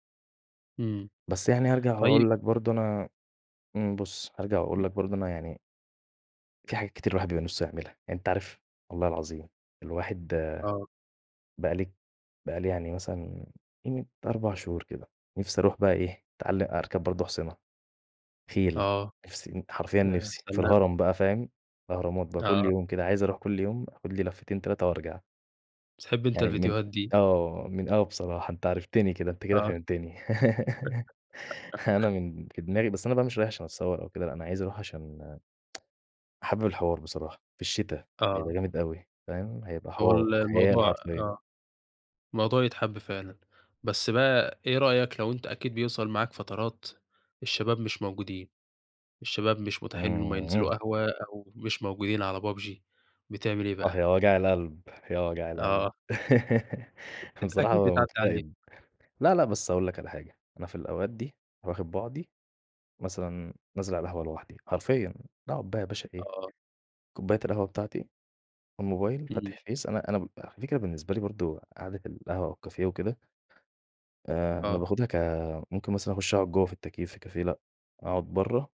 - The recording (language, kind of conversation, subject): Arabic, podcast, إزاي بتلاقي وقت للهوايات وسط اليوم؟
- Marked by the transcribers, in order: tapping; unintelligible speech; laugh; giggle; tsk; other background noise; laugh; in English: "الmobile"; in English: "Face"; in English: "الكافيه"; in English: "كافيه"